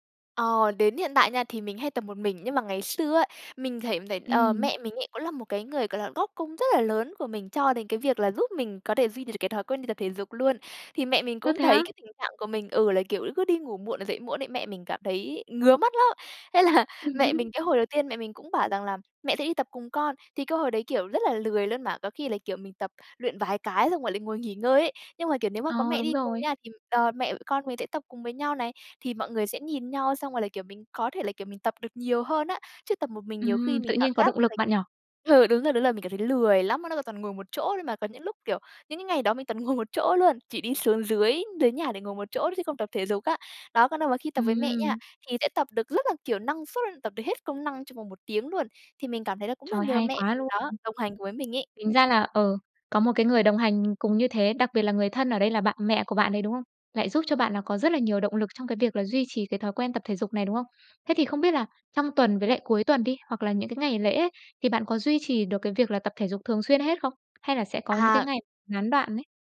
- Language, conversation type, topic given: Vietnamese, podcast, Bạn duy trì việc tập thể dục thường xuyên bằng cách nào?
- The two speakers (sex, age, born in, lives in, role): female, 20-24, Vietnam, Vietnam, guest; female, 25-29, Vietnam, Vietnam, host
- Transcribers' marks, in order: laughing while speaking: "là"; laugh; tapping; laughing while speaking: "ừ"; laughing while speaking: "ngồi"